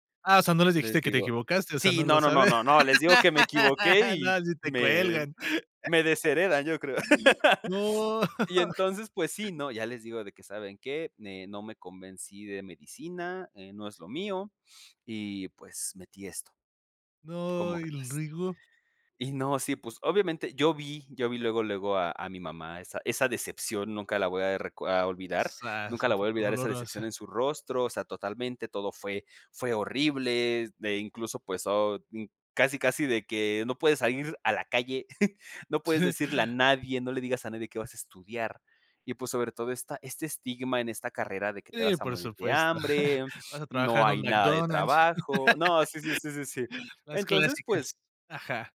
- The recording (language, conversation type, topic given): Spanish, podcast, ¿Un error terminó convirtiéndose en una bendición para ti?
- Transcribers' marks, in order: laughing while speaking: "saben"; laugh; other background noise; laugh; laugh; tapping; chuckle; other noise; chuckle; laugh